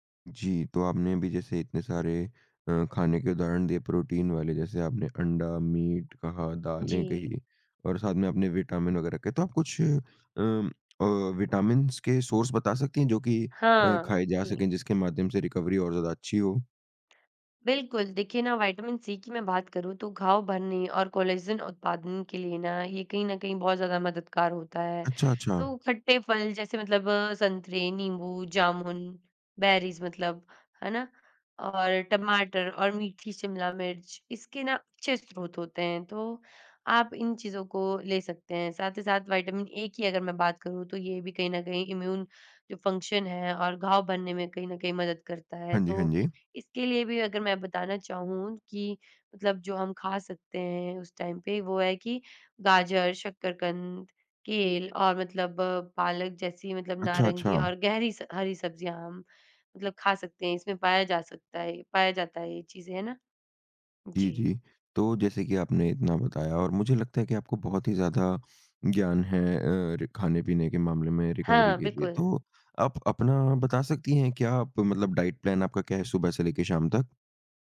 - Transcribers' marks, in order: in English: "मीट"; in English: "विटामिनस"; in English: "सोर्स"; in English: "रिकवरी"; tapping; in English: "बेरीज़"; in English: "इम्यून"; in English: "फंक्शन"; in English: "टाइम"; in English: "रिकवरी"; in English: "डाइट प्लान"
- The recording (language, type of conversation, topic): Hindi, podcast, रिकवरी के दौरान खाने-पीने में आप क्या बदलाव करते हैं?